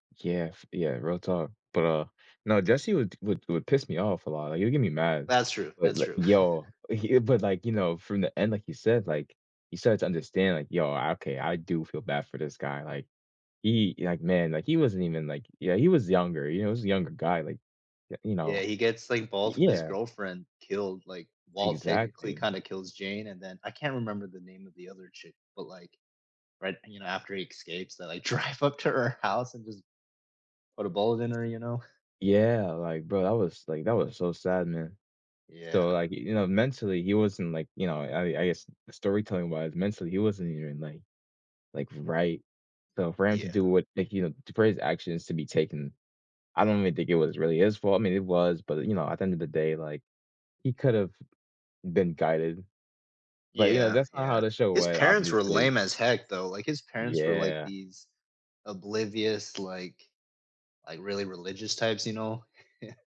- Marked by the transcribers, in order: chuckle; laughing while speaking: "drive up"; tapping
- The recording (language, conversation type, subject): English, unstructured, Which TV show should we binge-watch together this weekend, and what makes it a good fit for our mood?